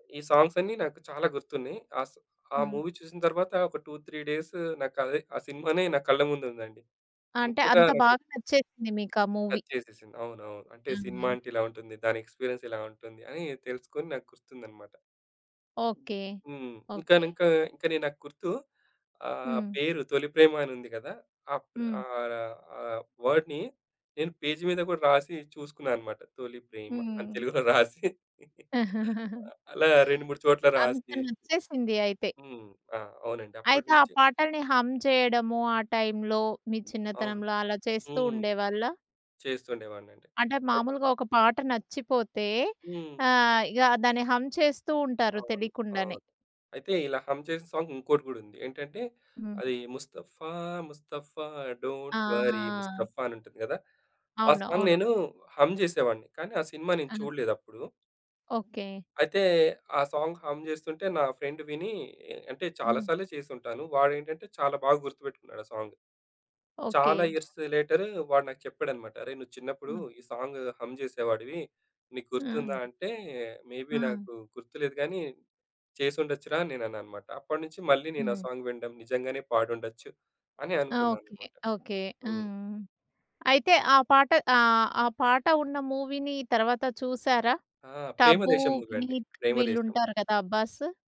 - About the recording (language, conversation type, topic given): Telugu, podcast, సంగీతానికి మీ తొలి జ్ఞాపకం ఏమిటి?
- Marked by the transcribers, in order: in English: "సాంగ్స్"; in English: "మూవీ"; in English: "టూ త్రీ"; in English: "మూవీ"; in English: "టచ్"; in English: "ఎక్స్‌పి‌రియన్స్"; tapping; in English: "వర్డ్‌ని"; laughing while speaking: "తెలుగు‌లో రాసి"; chuckle; giggle; in English: "హమ్"; in English: "హమ్"; in English: "హమ్"; in English: "సాంగ్"; singing: "ముస్తఫా ముస్తఫా డోంట్ వర్రీ ముస్తఫా"; in English: "డోంట్ వర్రీ"; in English: "సాంగ్"; in English: "హమ్"; in English: "సాంగ్ హమ్"; other background noise; in English: "ఫ్రెండ్"; in English: "సాంగ్"; in English: "ఇయర్స్ లేటర్"; in English: "సాంగ్ హమ్"; in English: "మేబీ"; in English: "సాంగ్"; in English: "మూవీని"; in English: "మూవీ"